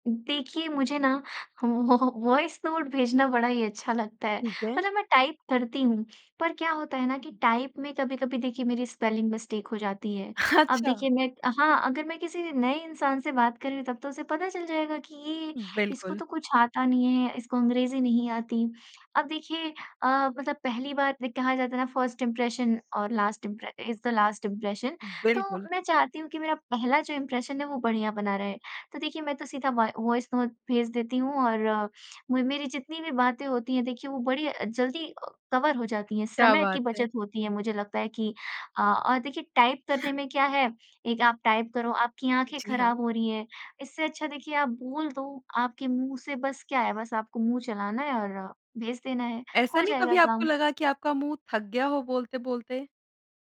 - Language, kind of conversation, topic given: Hindi, podcast, आप वॉइस नोट और टाइप किए गए संदेश में से कब कौन सा चुनते हैं?
- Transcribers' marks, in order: in English: "व वॉ वॉइस नोट"; laughing while speaking: "व वॉ"; in English: "टाइप"; in English: "टाइप"; in English: "स्पेलिंग मिस्टेक"; laughing while speaking: "अच्छा"; in English: "फर्स्ट इंप्रेशन"; in English: "लास्ट इम्प्रे इस द लास्ट इंप्रेशन"; in English: "इम्प्रेशन"; in English: "वा वॉइस नोत"; "नोट" said as "नोत"; in English: "कवर"; other background noise; in English: "टाइप"; in English: "टाइप"